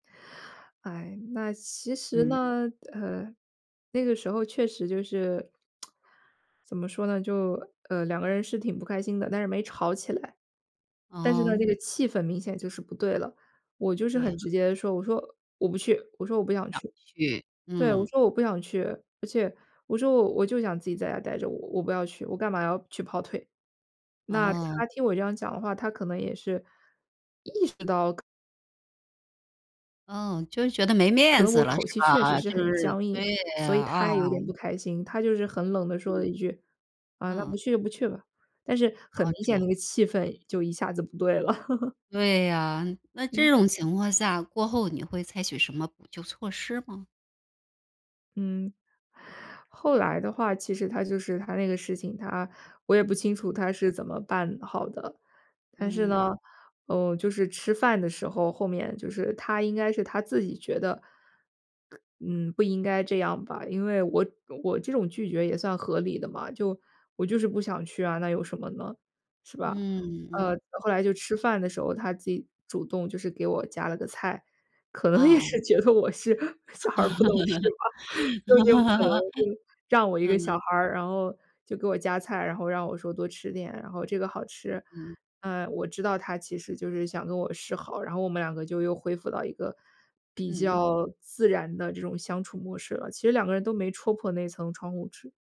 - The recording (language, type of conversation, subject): Chinese, podcast, 有没有既能拒绝家人又不伤情面的好办法？
- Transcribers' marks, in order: tsk; other noise; chuckle; other background noise; laughing while speaking: "可能也是觉得我是小孩儿不懂事吧，就是这种可能"; laugh